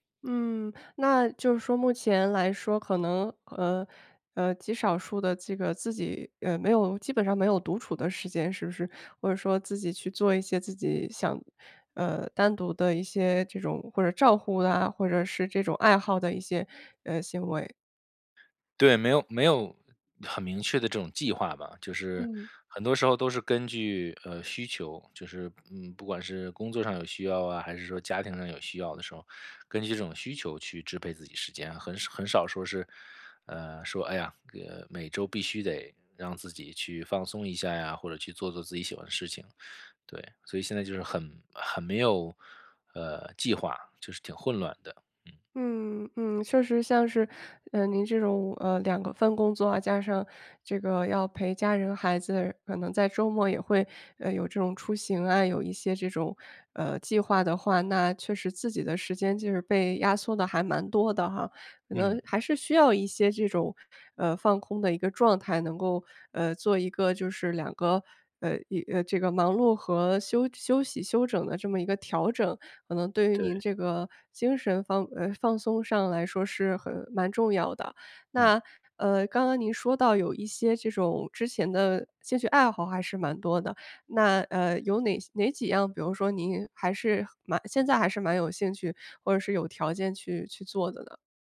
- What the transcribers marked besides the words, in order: none
- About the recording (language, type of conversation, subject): Chinese, advice, 在忙碌的生活中，我如何坚持自我照护？